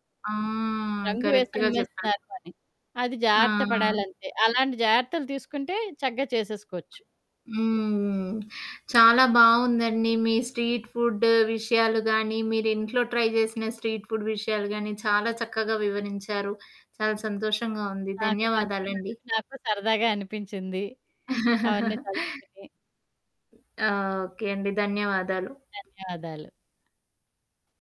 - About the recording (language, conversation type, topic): Telugu, podcast, వీధి ఆహారాన్ని రుచి చూసే చిన్న ఆనందాన్ని సహజంగా ఎలా ఆస్వాదించి, కొత్త రుచులు ప్రయత్నించే ధైర్యం ఎలా పెంచుకోవాలి?
- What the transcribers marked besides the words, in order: in English: "కరక్ట్‌గా"; other background noise; in English: "స్ట్రీట్ ఫుడ్"; in English: "ట్రై"; in English: "స్ట్రీట్ ఫుడ్"; chuckle